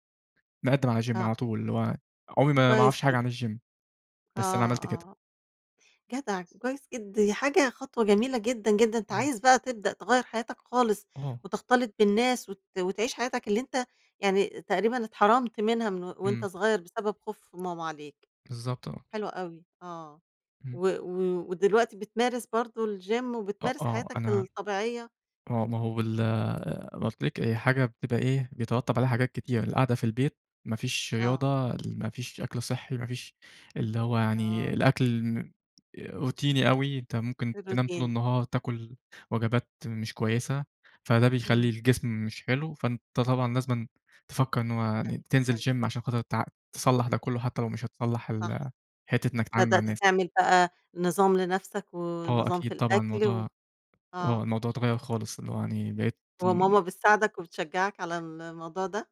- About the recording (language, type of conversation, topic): Arabic, podcast, إمتى واجهت خوفك وقدرت تتغلّب عليه؟
- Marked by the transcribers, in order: in English: "Gym"; in English: "الGym"; tapping; other background noise; in English: "الGym"; in English: "روتيني"; in English: "الRoutine"; in English: "Gym"